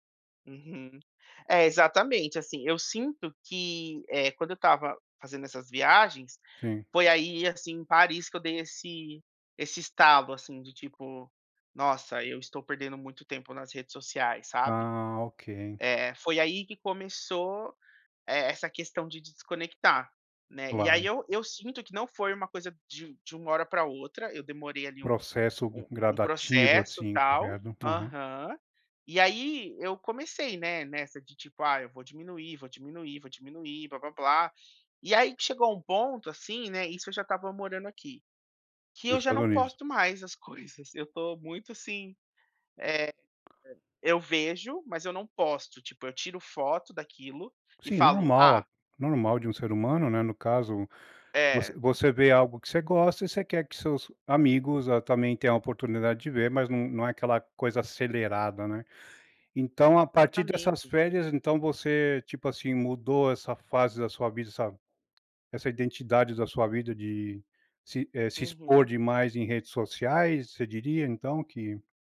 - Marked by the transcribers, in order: none
- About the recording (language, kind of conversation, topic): Portuguese, podcast, O que te ajuda a desconectar nas férias, de verdade?